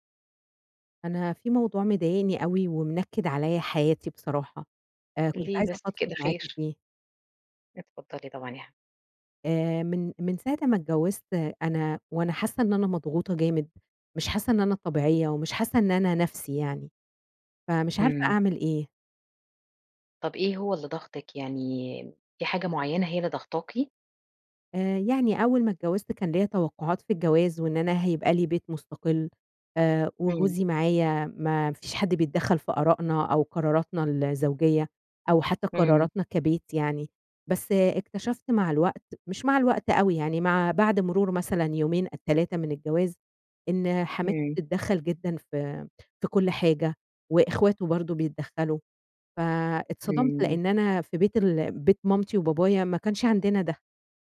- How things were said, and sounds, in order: none
- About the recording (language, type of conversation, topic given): Arabic, advice, إزاي ضغوط العيلة عشان أمشي مع التقاليد بتخلّيني مش عارفة أكون على طبيعتي؟